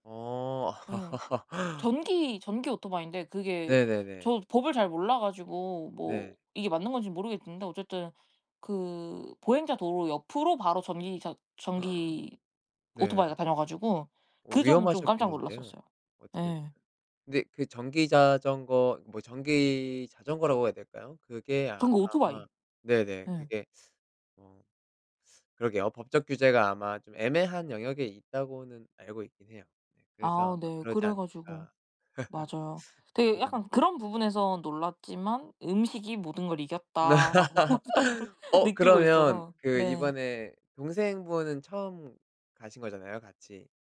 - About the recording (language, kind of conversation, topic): Korean, podcast, 음식 때문에 떠난 여행 기억나요?
- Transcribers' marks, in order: laugh; gasp; teeth sucking; laugh; laugh; laughing while speaking: "저는"